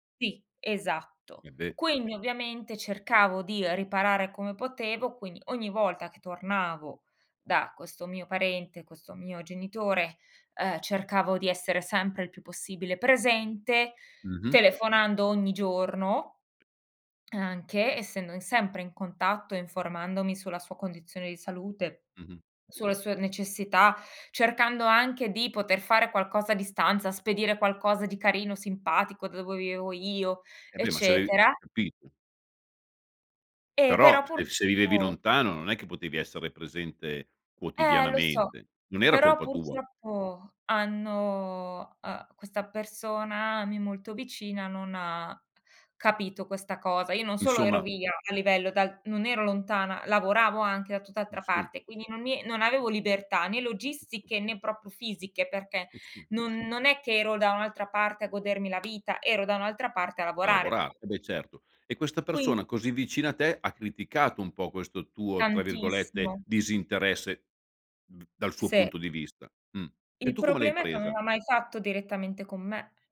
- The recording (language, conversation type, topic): Italian, podcast, Come si può ricostruire la fiducia in famiglia dopo un torto?
- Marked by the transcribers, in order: other background noise